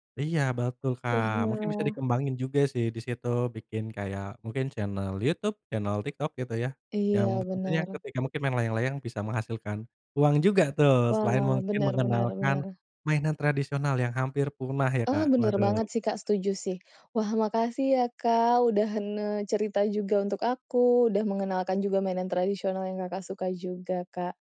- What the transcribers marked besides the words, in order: tapping
- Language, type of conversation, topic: Indonesian, podcast, Mainan tradisional Indonesia apa yang paling kamu suka?